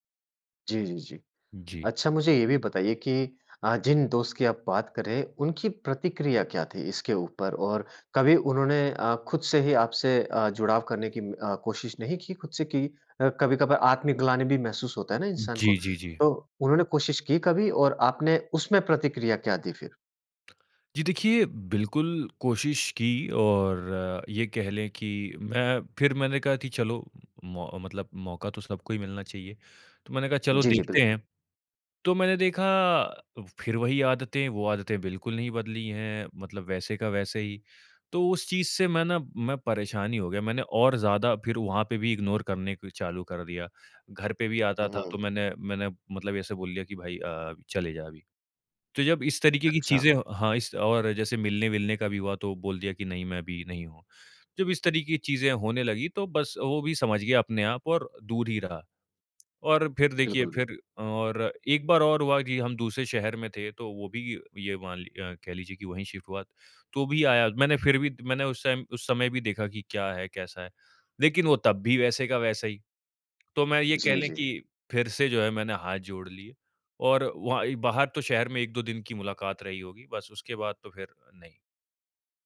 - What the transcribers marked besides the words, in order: in English: "इग्नोर"; in English: "शिफ्ट"; in English: "टाइम"
- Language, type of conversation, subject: Hindi, podcast, कोई बार-बार आपकी हद पार करे तो आप क्या करते हैं?